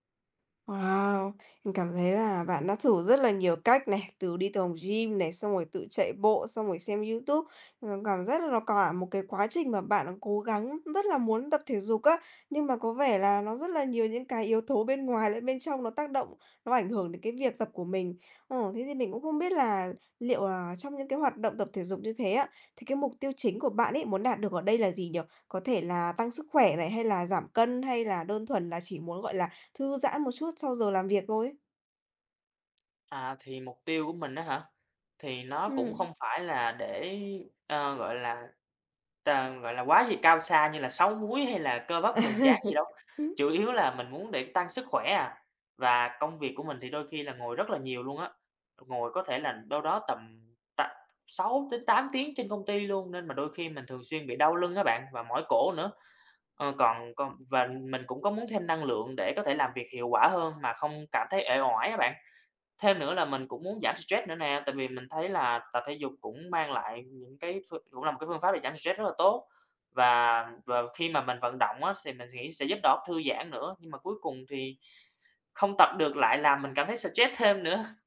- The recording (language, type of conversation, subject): Vietnamese, advice, Vì sao bạn khó duy trì thói quen tập thể dục dù đã cố gắng nhiều lần?
- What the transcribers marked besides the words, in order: tapping; other noise; chuckle